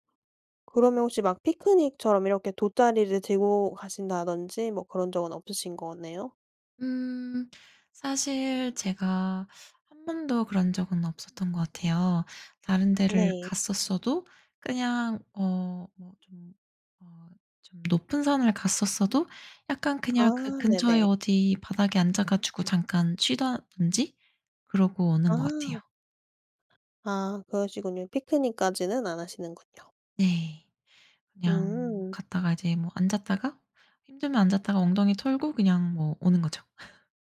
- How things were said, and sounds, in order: other background noise; laugh
- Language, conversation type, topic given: Korean, podcast, 등산이나 트레킹은 어떤 점이 가장 매력적이라고 생각하시나요?